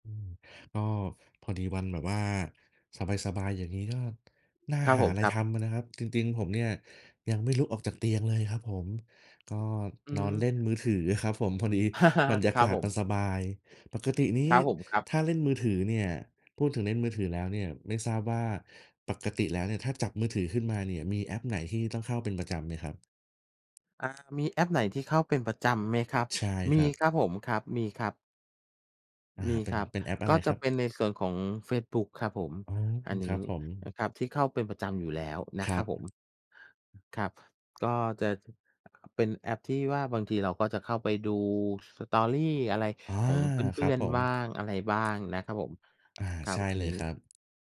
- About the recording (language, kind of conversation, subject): Thai, unstructured, แอปไหนที่ช่วยให้คุณมีความสุขในวันว่างมากที่สุด?
- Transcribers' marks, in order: tapping; laugh; other background noise